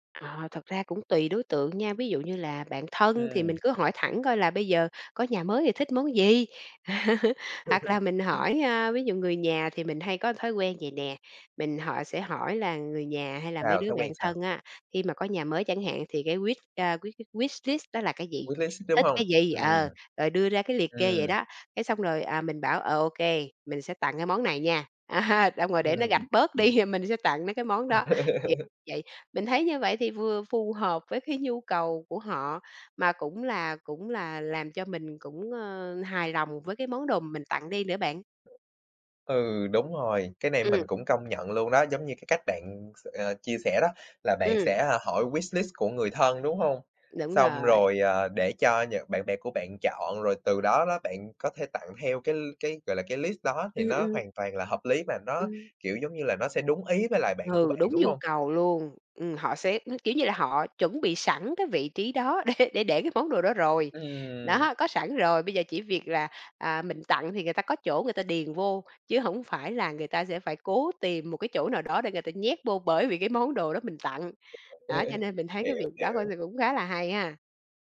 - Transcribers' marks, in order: tapping; laugh; other background noise; in English: "wish, a, wish wish wishlist"; in English: "Wishlist"; laughing while speaking: "À ha"; laughing while speaking: "đi thì"; laugh; unintelligible speech; laughing while speaking: "cái"; in English: "wishlist"; in English: "list"; laughing while speaking: "để"; laughing while speaking: "Đó"; unintelligible speech
- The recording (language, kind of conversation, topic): Vietnamese, podcast, Bạn xử lý đồ kỷ niệm như thế nào khi muốn sống tối giản?